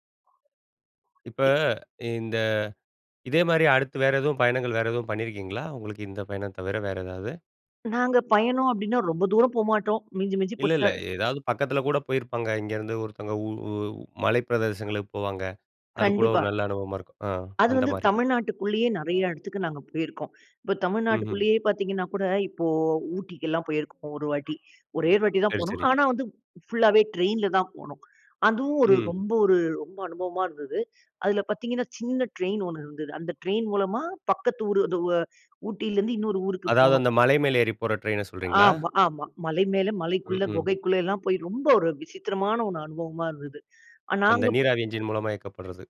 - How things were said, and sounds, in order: other noise; other background noise
- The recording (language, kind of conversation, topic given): Tamil, podcast, ஒரு பயணம் திடீரென மறக்க முடியாத நினைவாக மாறிய அனுபவம் உங்களுக்குண்டா?